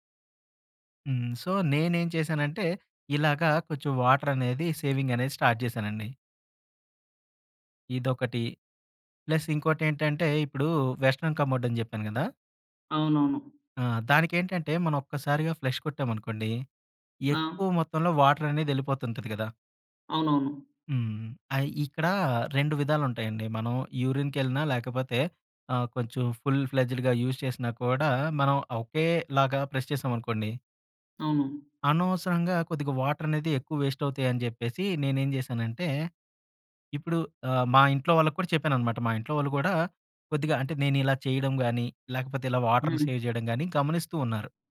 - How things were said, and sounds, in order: in English: "సో"; in English: "వాటర్"; in English: "సేవింగ్"; in English: "స్టార్ట్"; in English: "ప్లస్"; in English: "వెస్టర్న్ కమోడ్"; in English: "ఫ్లష్"; in English: "వాటర్"; in English: "ఫుల్ ఫ్లెడ్జెడ్‌గా యూజ్"; in English: "ప్రెస్"; in English: "వేస్ట్"; in English: "వాటర్‌ని, సేవ్"
- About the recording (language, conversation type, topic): Telugu, podcast, ఇంట్లో నీటిని ఆదా చేసి వాడడానికి ఏ చిట్కాలు పాటించాలి?